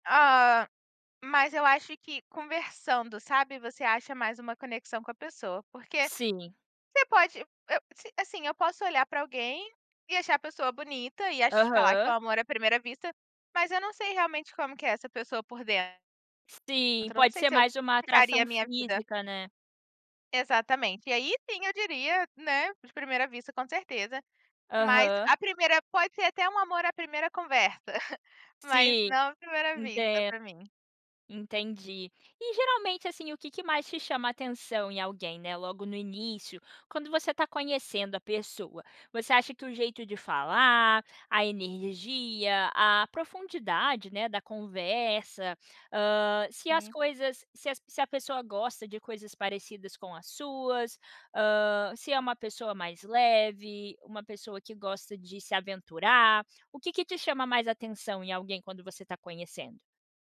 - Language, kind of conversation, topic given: Portuguese, podcast, Como você escolhe com quem quer dividir a vida?
- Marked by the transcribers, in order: giggle